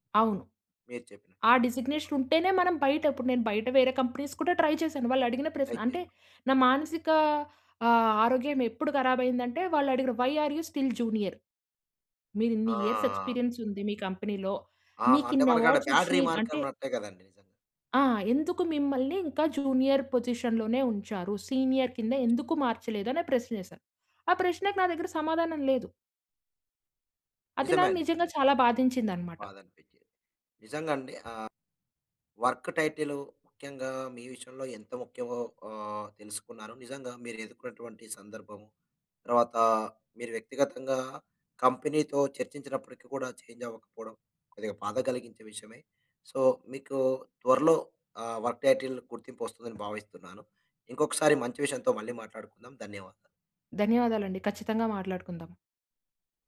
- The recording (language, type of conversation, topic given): Telugu, podcast, ఉద్యోగ హోదా మీకు ఎంత ప్రాముఖ్యంగా ఉంటుంది?
- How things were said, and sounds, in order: in English: "డిజిగ్నేషన్"; unintelligible speech; in English: "కంపెనీస్"; in English: "ట్రై"; in English: "వై ఆర్ యూ స్టిల్ జూనియర్?"; in English: "ఇయర్స్ ఎక్స్పీరియన్స్"; in English: "కంపెనీ‌లో"; in English: "అవార్డ్స్"; in English: "బాడ్ రిమార్క్"; in English: "జూనియర్ పొజిషన్‌లోనే"; in English: "సీనియర్"; in English: "వర్క్ టైటిల్"; in English: "కంపెనీతో"; in English: "చేంజ్"; in English: "సో"; in English: "వర్క్ టైటిల్"